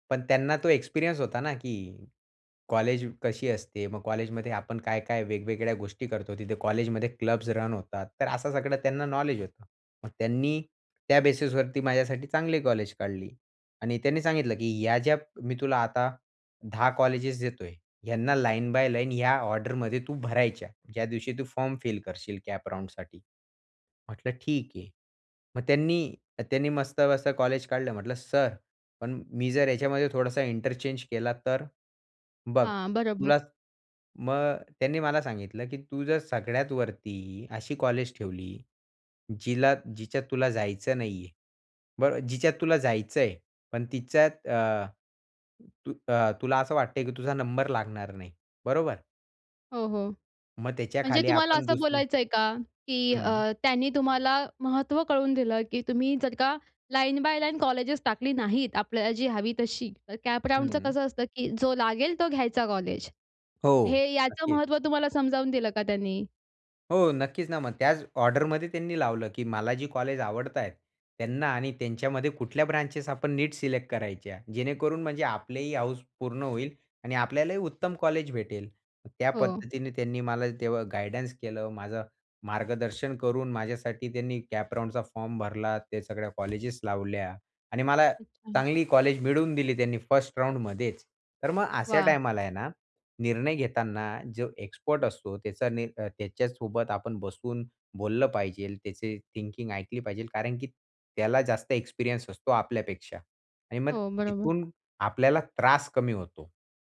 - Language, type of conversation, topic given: Marathi, podcast, खूप पर्याय असताना तुम्ही निवड कशी करता?
- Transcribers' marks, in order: tapping; in English: "लाईन बाय लाईन"; other background noise; in English: "कॅप राउंडसाठी"; in English: "लाईन बाय लाईन कॉलेजेस"; in English: "कॅप राउंडचं"; in English: "ब्रांचेस"; in English: "गाईडन्स"; in English: "कॅप राउंडचा"; in English: "फर्स्ट राउंडमध्येचं"; in English: "एक्सपर्ट"; in English: "थिंकिंग"; in English: "एक्सपिरियन्स"